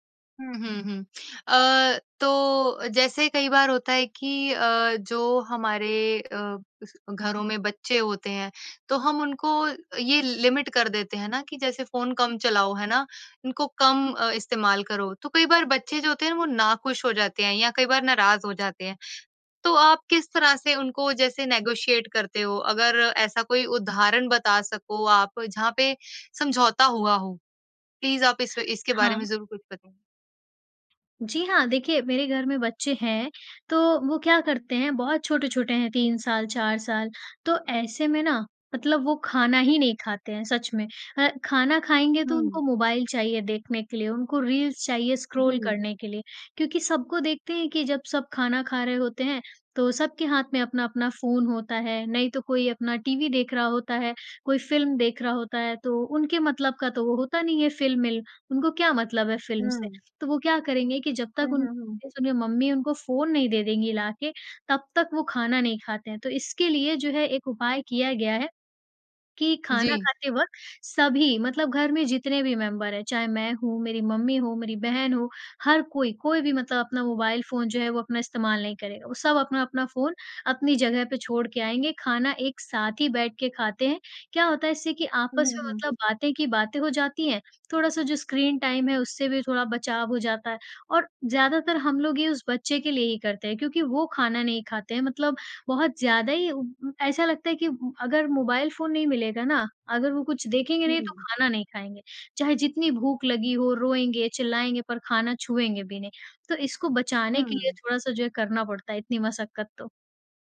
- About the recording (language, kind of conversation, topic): Hindi, podcast, घर में आप स्क्रीन समय के नियम कैसे तय करते हैं और उनका पालन कैसे करवाते हैं?
- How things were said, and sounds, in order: in English: "लिमिट"; in English: "नेगोशिएट"; in English: "प्लीज़"; in English: "स्क्रॉल"; unintelligible speech; in English: "मेंबर"; in English: "स्क्रीन टाइम"